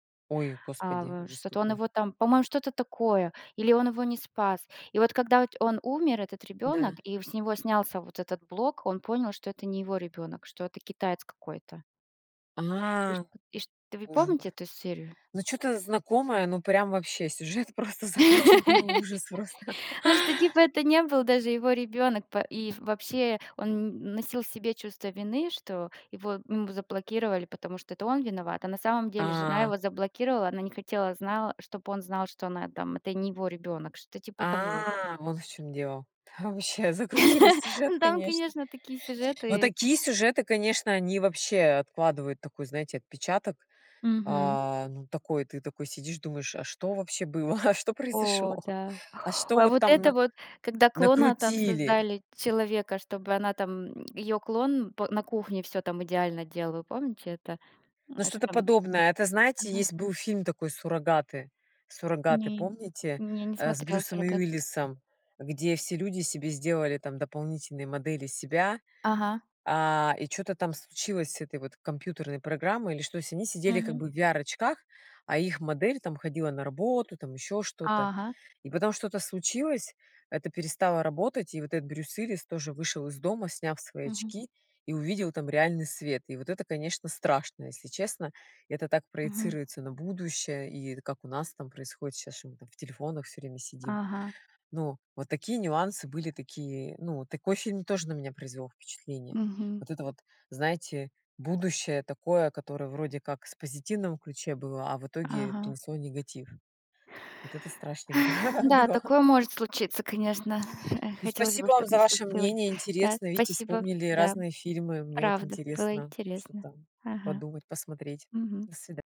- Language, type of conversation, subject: Russian, unstructured, Почему фильмы иногда вызывают сильные эмоции?
- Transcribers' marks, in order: tapping; laughing while speaking: "просто закрученный ужас просто"; laugh; laugh; laughing while speaking: "а что произошло"; laughing while speaking: "страшненько было"; other background noise